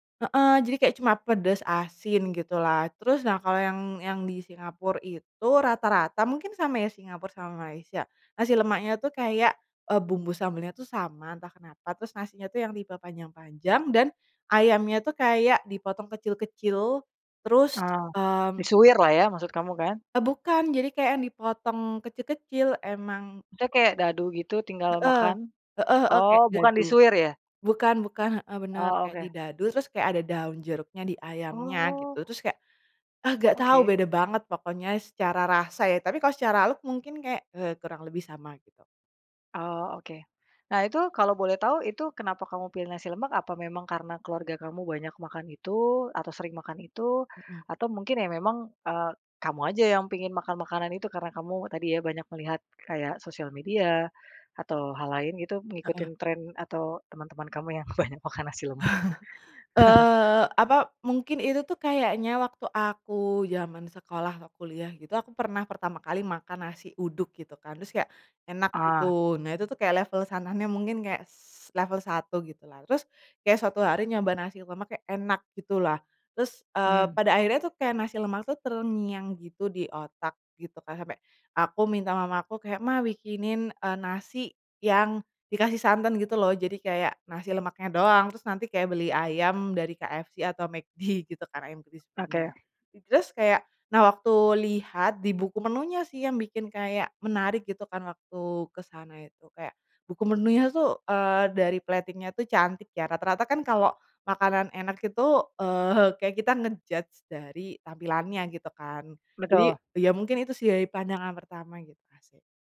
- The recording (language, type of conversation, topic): Indonesian, podcast, Apa pengalaman makan atau kuliner yang paling berkesan?
- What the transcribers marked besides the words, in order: in English: "look"; laughing while speaking: "banyak makan nasi lemak"; chuckle; in English: "plating-nya"; in English: "nge-judge"